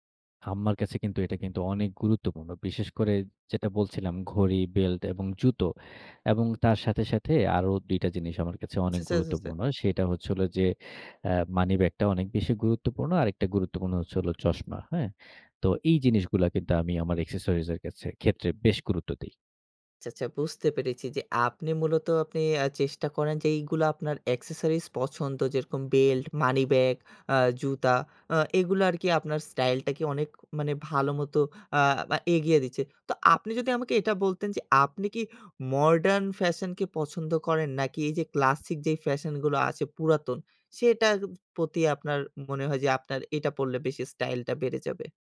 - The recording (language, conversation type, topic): Bengali, podcast, বাজেটের মধ্যে স্টাইল বজায় রাখার আপনার কৌশল কী?
- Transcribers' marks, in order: in English: "এক্সেসরিজ"; in English: "accesories"; in English: "modern fashion"